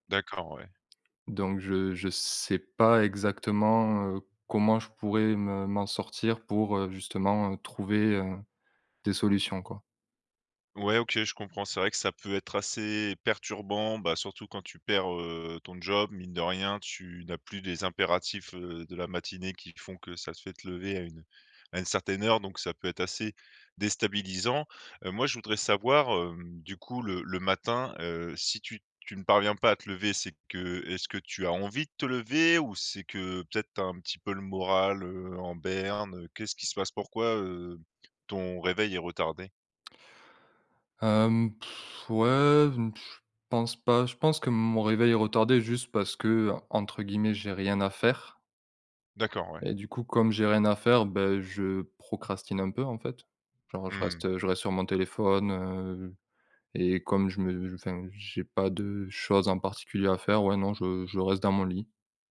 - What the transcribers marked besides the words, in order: stressed: "sais"; blowing
- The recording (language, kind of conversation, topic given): French, advice, Difficulté à créer une routine matinale stable